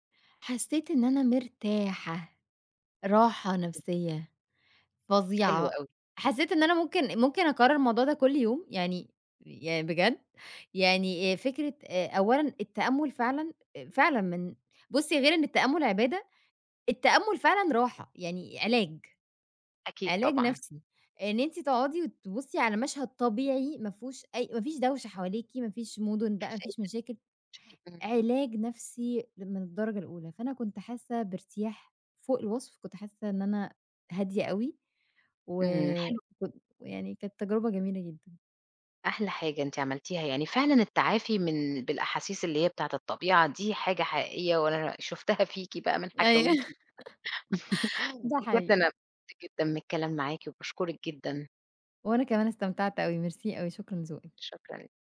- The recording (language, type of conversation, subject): Arabic, podcast, إيه أجمل غروب شمس أو شروق شمس شفته وإنت برّه مصر؟
- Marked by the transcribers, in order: unintelligible speech; laughing while speaking: "أيوه"; laugh